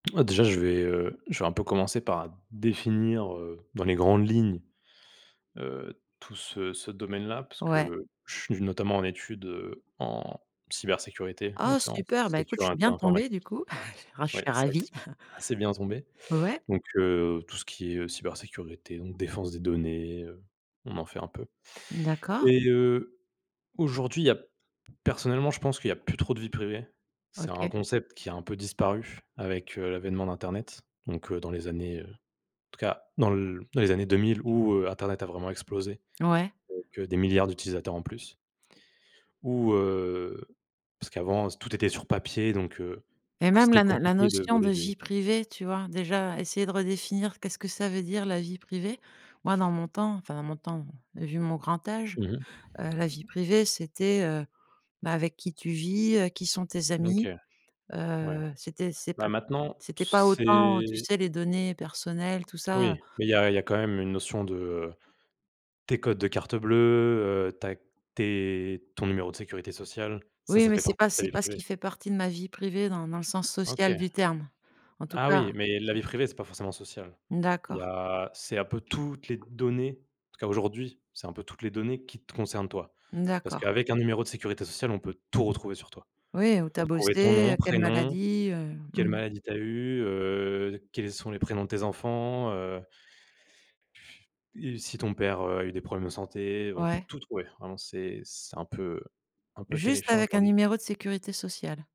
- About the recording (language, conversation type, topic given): French, podcast, Comment la vie privée peut-elle résister à l’exploitation de nos données personnelles ?
- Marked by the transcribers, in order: laugh; other background noise; tapping; stressed: "tout"